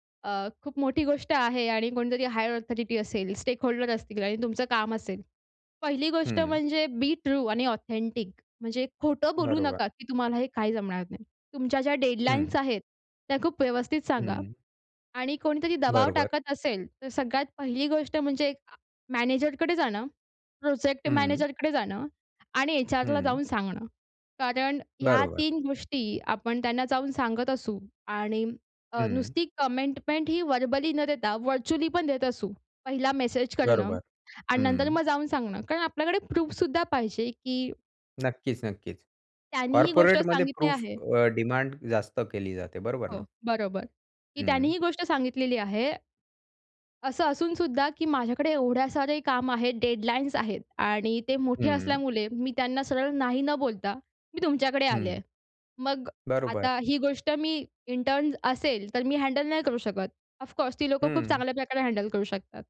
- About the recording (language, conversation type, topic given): Marathi, podcast, काम आणि वैयक्तिक आयुष्याचा समतोल साधण्यासाठी तुम्ही तंत्रज्ञानाचा कसा वापर करता?
- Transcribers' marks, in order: other background noise; in English: "हायर अथॉरिटी"; in English: "स्टेकहोल्डर"; in English: "बी ट्रू"; in English: "ऑथेंटिक"; in English: "कमिटमेंट"; in English: "व्हर्बली"; in English: "व्हर्चुअली"; in English: "प्रूफ"; in English: "कॉर्पोरेटमध्ये प्रूफ"; tapping; in English: "ऑफकोर्स"